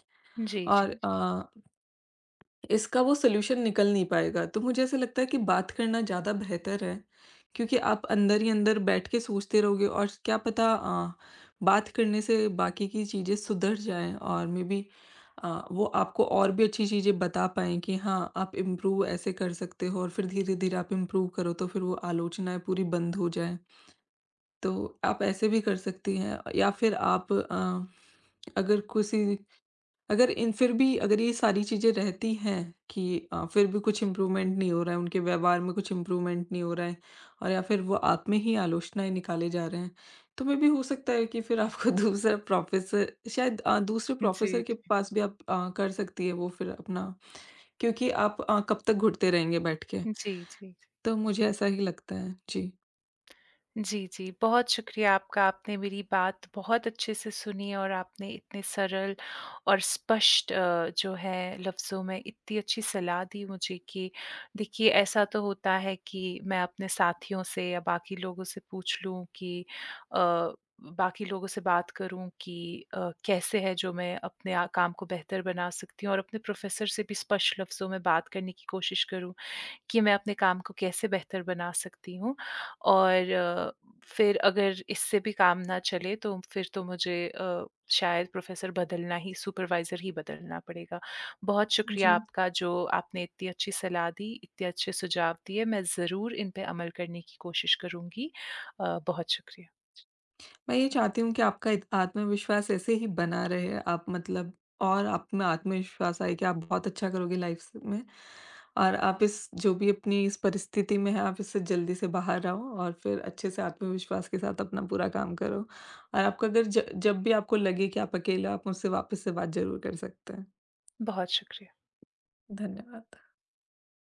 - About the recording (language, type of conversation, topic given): Hindi, advice, आलोचना के बाद मेरा रचनात्मक आत्मविश्वास क्यों खो गया?
- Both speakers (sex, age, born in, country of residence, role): female, 25-29, India, India, advisor; female, 30-34, India, India, user
- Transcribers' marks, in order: tapping; in English: "सॉल्यूशन"; in English: "मेबी"; in English: "इम्प्रूव"; in English: "इम्प्रूव"; lip smack; in English: "इम्प्रूवमेंट"; in English: "इम्प्रूवमेंट"; in English: "मेबी"; laughing while speaking: "आपको दूसरा"; in English: "प्रोफेसर"; in English: "प्रोफेसर"; in English: "प्रोफेसर"; other background noise; tongue click; in English: "प्रोफेसर"; in English: "सुपरवाइजर"; in English: "लाइफ"